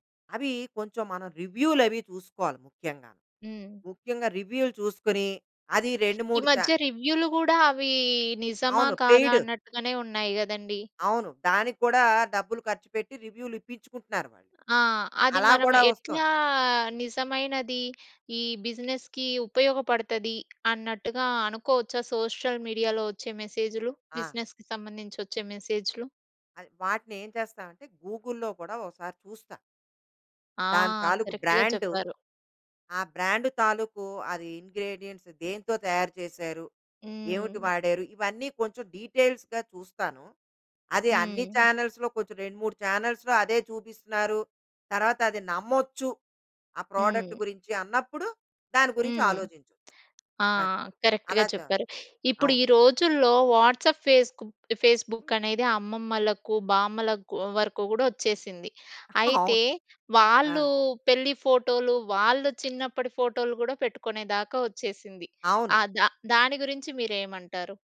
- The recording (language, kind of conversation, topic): Telugu, podcast, సోషల్ మీడియా మీ జీవితాన్ని ఎలా మార్చింది?
- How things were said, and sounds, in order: in English: "పెయిడ్"; in English: "బిజినెస్‌కి"; in English: "సోషల్ మీడియాలో"; in English: "బిజినెస్‌కి"; in English: "గూగుల్‌లో"; in English: "కరెక్ట్‌గా"; in English: "బ్రాండ్"; in English: "ఇంగ్రీడియెంట్స్"; in English: "డీటెయిల్స్‌గా"; in English: "చానెల్స్‌లో"; in English: "ఛానెల్స్‌లో"; in English: "ప్రోడక్ట్"; in English: "కరెక్ట్‌గా"; in English: "వాట్సాప్"; in English: "ఫేస్‌బుక్"; chuckle